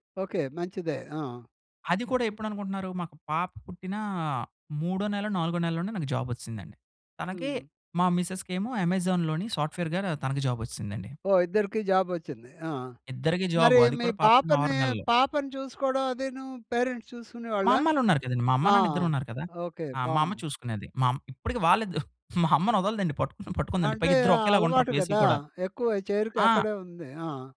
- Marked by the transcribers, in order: in English: "మిసెస్‌కేమో"; in English: "సాఫ్ట్‌వేర్‌గా"; tapping; in English: "పేరెంట్స్"; chuckle; giggle
- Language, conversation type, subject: Telugu, podcast, ఒక పెద్ద లక్ష్యాన్ని చిన్న భాగాలుగా ఎలా విభజిస్తారు?